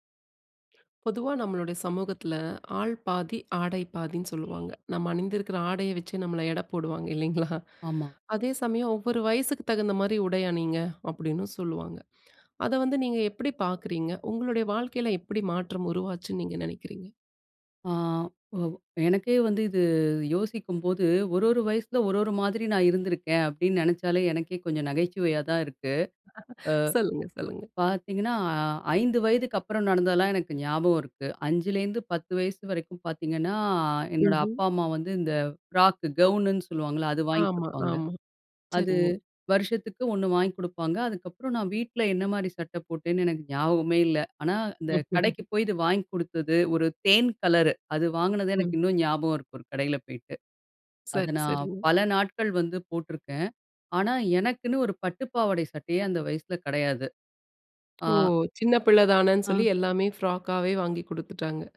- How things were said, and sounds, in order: laughing while speaking: "இல்லேங்களா!"; laugh; laugh
- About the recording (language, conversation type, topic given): Tamil, podcast, வயது அதிகரிக்கத் தொடங்கியபோது உங்கள் உடைத் தேர்வுகள் எப்படி மாறின?
- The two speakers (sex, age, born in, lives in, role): female, 35-39, India, India, host; female, 45-49, India, India, guest